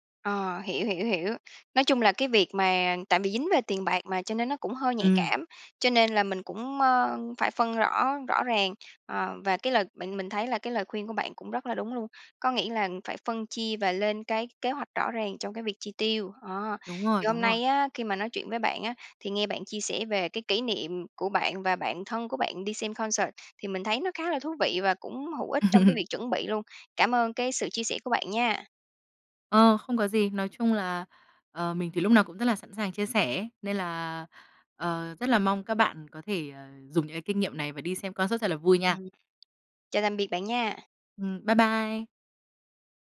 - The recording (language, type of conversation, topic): Vietnamese, podcast, Bạn có kỷ niệm nào khi đi xem hòa nhạc cùng bạn thân không?
- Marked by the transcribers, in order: tapping; in English: "concert"; chuckle; in English: "concert"